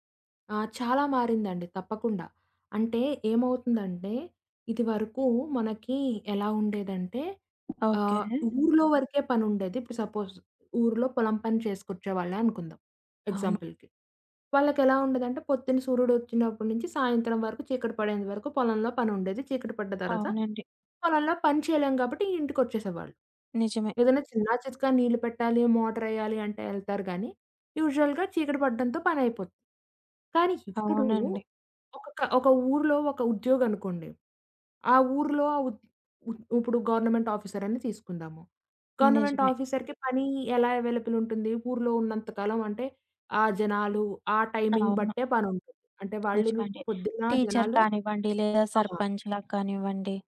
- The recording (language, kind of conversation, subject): Telugu, podcast, ఆఫీస్ సమయం ముగిసాక కూడా పని కొనసాగకుండా మీరు ఎలా చూసుకుంటారు?
- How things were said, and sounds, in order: other background noise; in English: "సపోజ్"; in English: "ఎగ్జాంపుల్‌కి"; in English: "యూజువల్‌గా"; in English: "గవర్నమెంట్"; in English: "గవర్నమెంట్ ఆఫీసర్‌కి"; in English: "అవైలబుల్"; in English: "టైమింగ్"; tapping